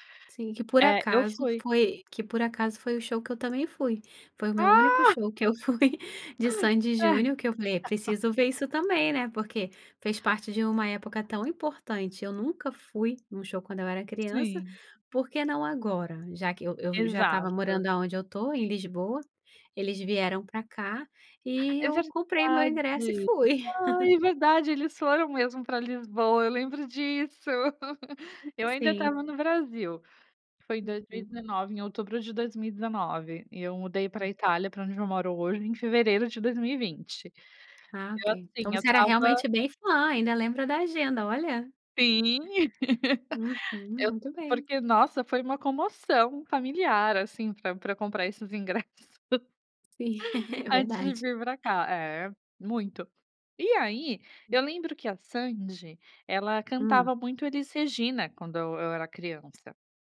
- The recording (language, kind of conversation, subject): Portuguese, podcast, Que artistas você acha que mais definem a sua identidade musical?
- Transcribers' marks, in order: giggle; laugh; chuckle; laugh; other background noise; tapping; laugh; chuckle; laugh